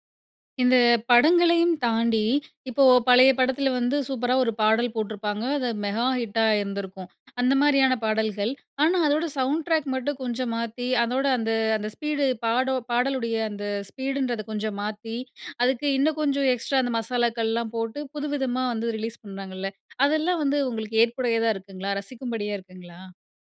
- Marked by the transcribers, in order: in English: "சவுண்ட் டிராக்"; in English: "ஸ்பீடு"; in English: "ஸ்பீடு"; in English: "எக்ஸ்ட்ரா"; in English: "ரிலீஸ்"; other background noise
- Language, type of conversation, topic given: Tamil, podcast, புதிய மறுஉருவாக்கம் அல்லது மறுதொடக்கம் பார்ப்போதெல்லாம் உங்களுக்கு என்ன உணர்வு ஏற்படுகிறது?